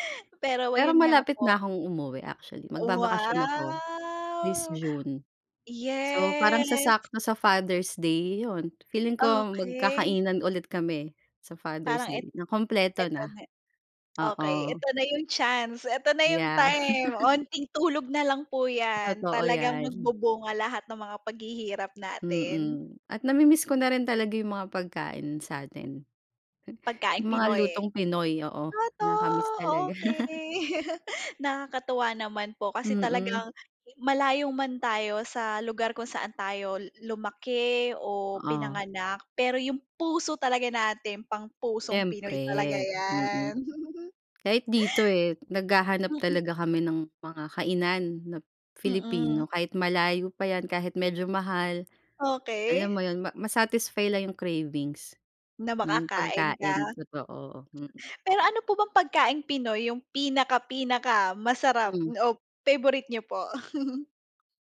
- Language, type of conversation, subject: Filipino, unstructured, Ano ang pinaka-memorable mong kainan kasama ang pamilya?
- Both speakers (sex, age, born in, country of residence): female, 30-34, Philippines, Philippines; female, 30-34, Philippines, United States
- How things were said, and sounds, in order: drawn out: "Wow. Yes"; giggle; tapping; giggle; laughing while speaking: "talaga"; stressed: "puso"; giggle; giggle